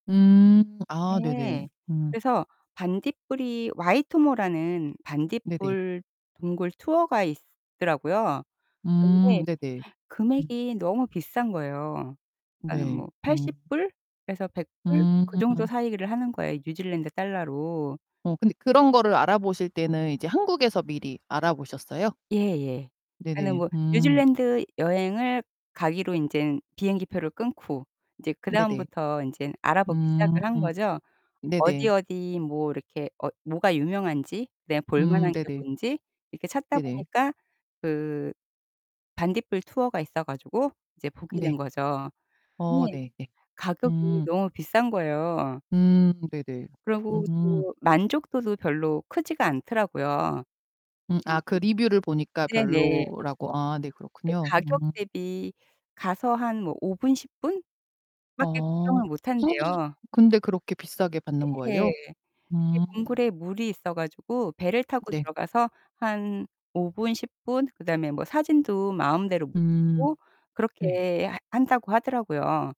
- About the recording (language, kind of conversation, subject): Korean, podcast, 여행 중에 우연히 발견한 숨은 장소에 대해 이야기해 주실 수 있나요?
- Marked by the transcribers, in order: other background noise; distorted speech; tapping; gasp